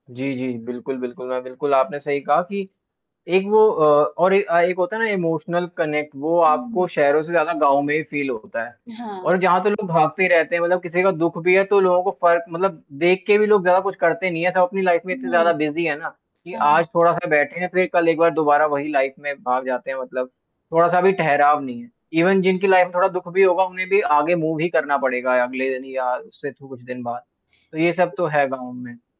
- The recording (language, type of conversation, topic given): Hindi, unstructured, आप शहर में रहना पसंद करेंगे या गाँव में रहना?
- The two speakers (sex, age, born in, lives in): female, 35-39, India, India; male, 20-24, India, India
- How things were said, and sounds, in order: static; in English: "इमोशनल कनेक्ट"; in English: "फ़ील"; in English: "लाइफ़"; in English: "बिज़ी"; distorted speech; in English: "लाइफ़"; in English: "ईवन"; in English: "लाइफ़"; other noise; in English: "मूव"; unintelligible speech